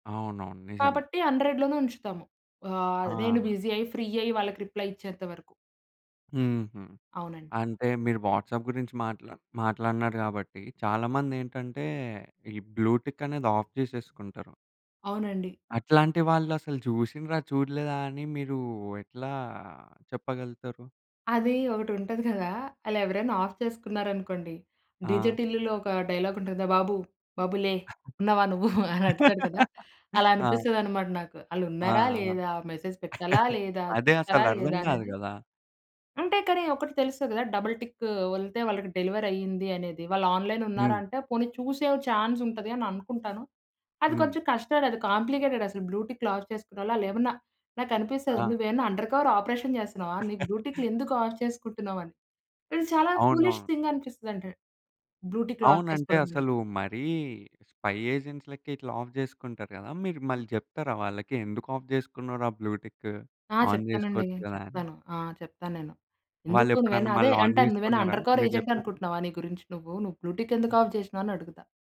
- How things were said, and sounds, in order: in English: "హండ్రెడ్"; in English: "బిజీ"; in English: "ఫ్రీ"; in English: "రిప్లై"; in English: "వాట్సాప్"; in English: "బ్లూటిక్"; in English: "ఆఫ్"; laughing while speaking: "అది ఒకటి ఉంటది గదా!"; in English: "ఆఫ్"; in English: "డైలాగ్"; laugh; laughing while speaking: "నువ్వు"; chuckle; in English: "మెసేజ్"; in English: "డబుల్ టిక్"; in English: "డెలివరీ"; in English: "ఆన్‌లైన్"; in English: "కాంప్లికేటెడ్"; in English: "ఆఫ్"; in English: "అండర్ కవర్ ఆపరేషన్"; chuckle; in English: "ఆఫ్"; in English: "ఫూలిష్ థింగ్"; in English: "ఆఫ్"; in English: "స్పై ఏజెంట్స్"; in English: "ఆఫ్"; in English: "ఆఫ్"; in English: "బ్లూటిక్? ఆన్"; in English: "అండర్ కవర్ ఏజెంట్"; in English: "ఆన్"; in English: "బ్లూటిక్"; in English: "ఆఫ్"
- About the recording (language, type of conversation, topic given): Telugu, podcast, ఒకరు మీ సందేశాన్ని చూసి కూడా వెంటనే జవాబు ఇవ్వకపోతే మీరు ఎలా భావిస్తారు?